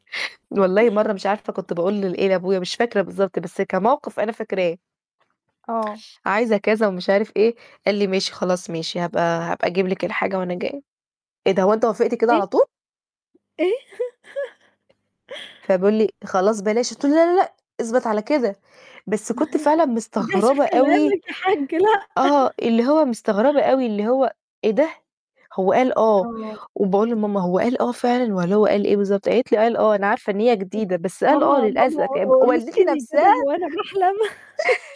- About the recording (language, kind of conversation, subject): Arabic, unstructured, إزاي تقنع حد من العيلة بفكرة جديدة؟
- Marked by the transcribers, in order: static; other background noise; laugh; chuckle; other noise; laugh